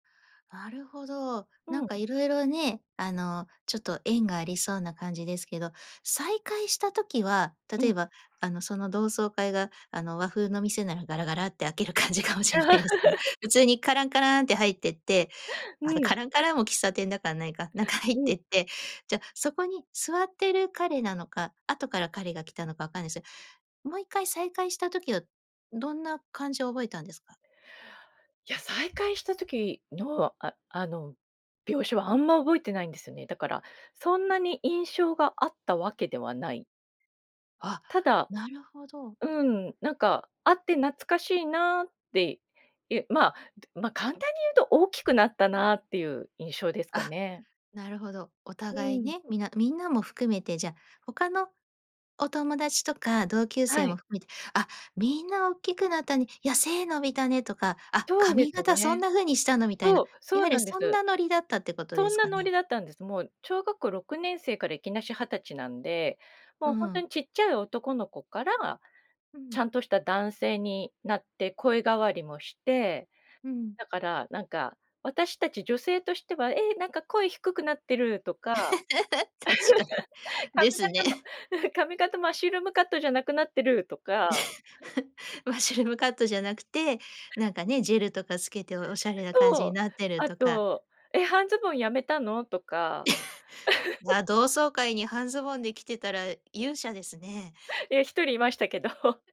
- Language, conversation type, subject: Japanese, podcast, 偶然の出会いから始まった友情や恋のエピソードはありますか？
- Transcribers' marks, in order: laughing while speaking: "感じかもしれないですけど"; laugh; laughing while speaking: "中入ってって"; laugh; chuckle; chuckle; other background noise; chuckle; tapping; chuckle